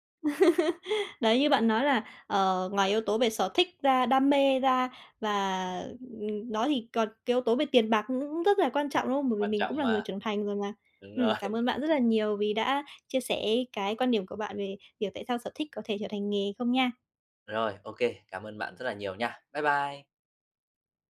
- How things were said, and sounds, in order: laugh; tapping; laughing while speaking: "rồi"; other background noise
- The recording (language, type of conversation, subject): Vietnamese, podcast, Bạn nghĩ sở thích có thể trở thành nghề không?